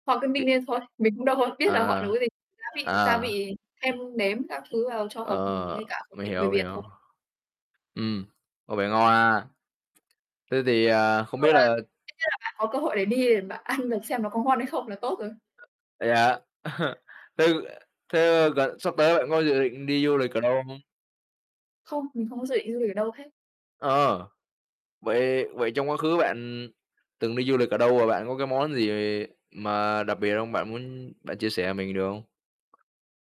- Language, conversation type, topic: Vietnamese, unstructured, Bạn thích ăn món gì nhất khi đi du lịch?
- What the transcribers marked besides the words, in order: other background noise; distorted speech; tapping; laughing while speaking: "ăn"; laugh